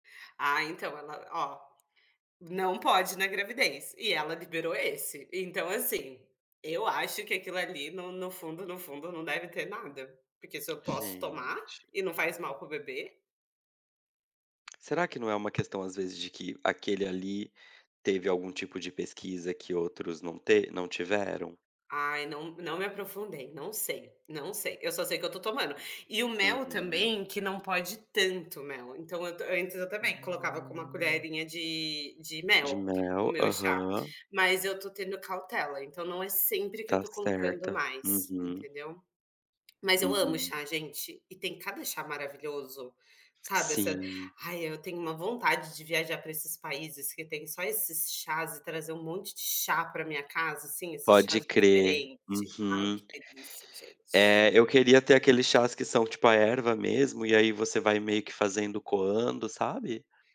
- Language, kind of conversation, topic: Portuguese, unstructured, Quais são os pequenos prazeres do seu dia a dia?
- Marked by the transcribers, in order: tapping